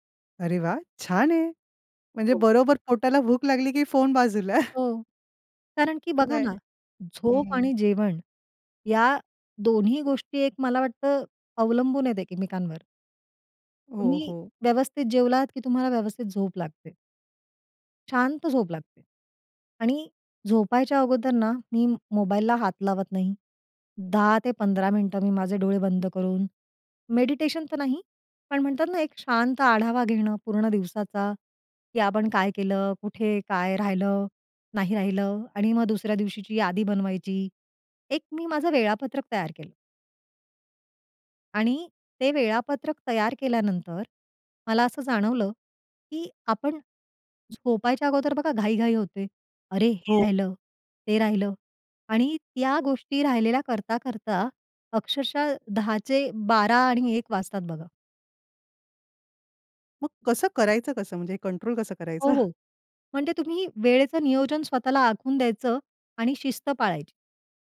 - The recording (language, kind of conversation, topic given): Marathi, podcast, रात्री शांत झोपेसाठी तुमची दिनचर्या काय आहे?
- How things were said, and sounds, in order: chuckle; "नाही" said as "नाय"; other background noise; tapping; chuckle